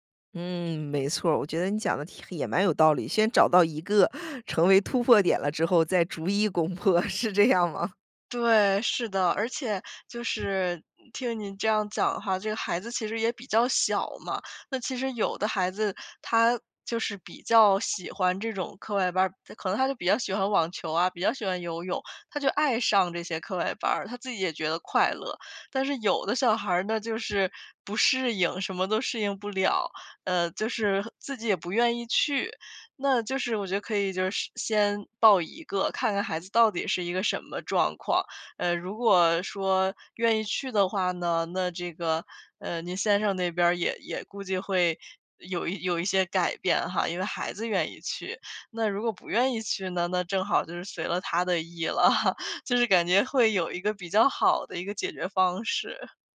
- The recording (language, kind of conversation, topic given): Chinese, advice, 我该如何描述我与配偶在育儿方式上的争执？
- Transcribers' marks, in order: laughing while speaking: "破，是这样吗？"; chuckle